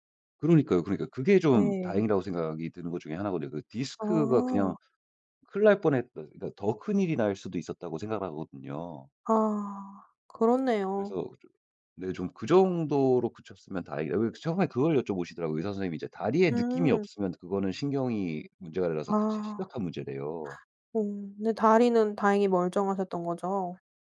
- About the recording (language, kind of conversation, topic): Korean, podcast, 잘못된 길에서 벗어나기 위해 처음으로 어떤 구체적인 행동을 하셨나요?
- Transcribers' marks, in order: gasp